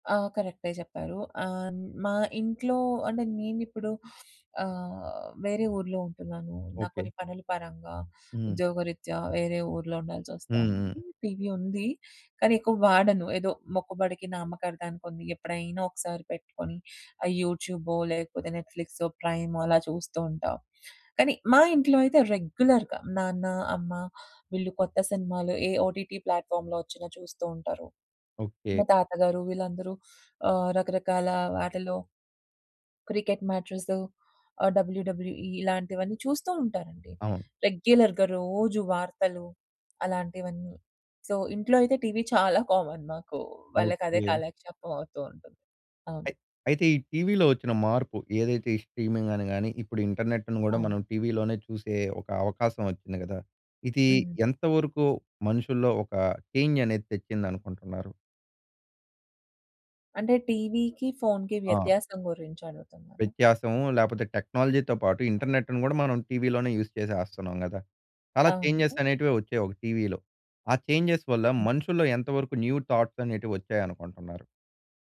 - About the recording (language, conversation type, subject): Telugu, podcast, స్ట్రీమింగ్ సేవలు వచ్చిన తర్వాత మీరు టీవీ చూసే అలవాటు ఎలా మారిందని అనుకుంటున్నారు?
- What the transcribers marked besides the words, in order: sniff; in English: "రెగ్యులర్‌గా"; in English: "ఓటీటీ ప్లాట్‌ఫార్మ్‌లో"; in English: "డబల్యుడబల్యుఈ"; in English: "రెగ్యులర్‌గా"; other background noise; in English: "సో"; in English: "కామన్"; in English: "ఇంటర్నెట్‌ని"; in English: "చేంజ్"; in English: "టెక్నాలజీతో"; in English: "ఇంటర్నెట్‌ని"; in English: "యూజ్"; in English: "చేంజ్‌స్"; in English: "చేంజ్‌స్"; in English: "న్యూ థాట్స్"